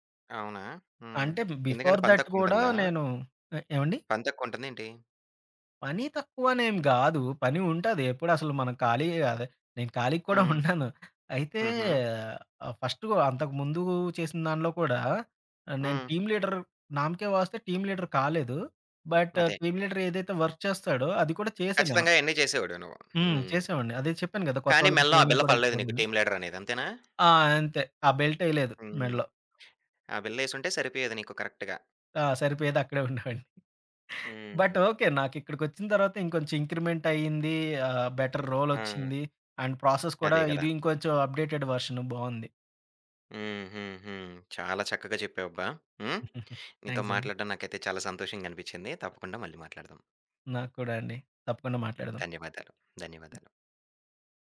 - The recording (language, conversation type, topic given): Telugu, podcast, ఒక ఉద్యోగం నుంచి తప్పుకోవడం నీకు విజయానికి తొలి అడుగేనని అనిపిస్తుందా?
- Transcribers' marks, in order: tapping; in English: "బిఫోర్ దట్"; laughing while speaking: "ఉండను"; in English: "టీమ్ లీడర్"; in Hindi: "నామ్ కే వాస్తే"; in English: "టీమ్ లీడర్"; in English: "బట్ టీమ్"; in English: "వర్క్"; in English: "ట్రైనింగ్"; in English: "టీమ్"; in English: "కరక్ట్‌గా"; laughing while speaking: "ఉండేవాడిని"; other background noise; in English: "బట్"; in English: "బెటర్"; in English: "అండ్ ప్రాసెస్"; in English: "అప్‌డేటెడ్ వెర్షన్"; giggle